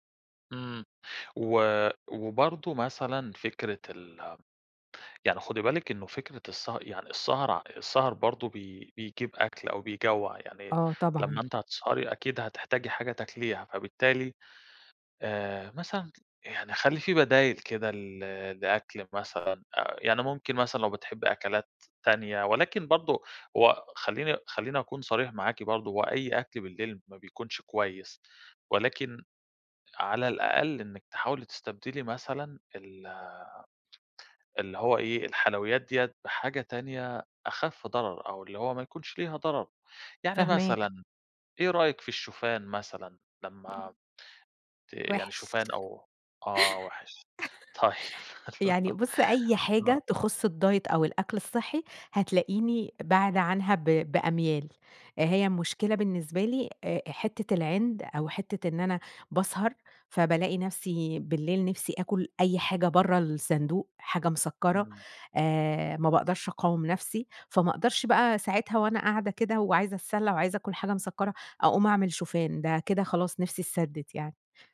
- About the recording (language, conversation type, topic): Arabic, advice, ليه بتحسّي برغبة قوية في الحلويات بالليل وبيكون صعب عليكي تقاوميها؟
- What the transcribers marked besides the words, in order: tapping; chuckle; in English: "الدايت"; laughing while speaking: "طيّب"; laugh; unintelligible speech